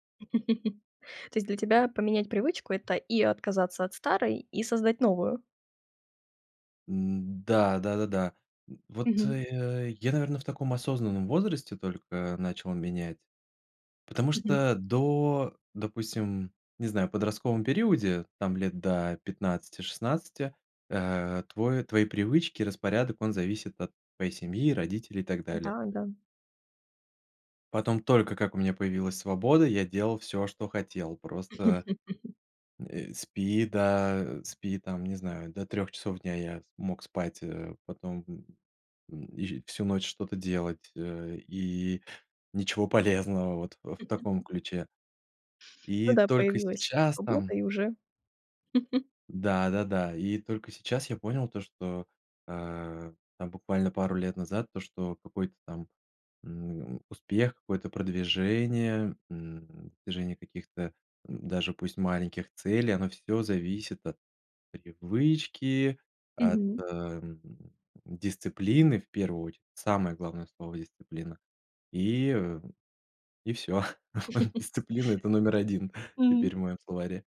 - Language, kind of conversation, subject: Russian, podcast, Как ты начинаешь менять свои привычки?
- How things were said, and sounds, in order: laugh; laugh; laugh; chuckle; chuckle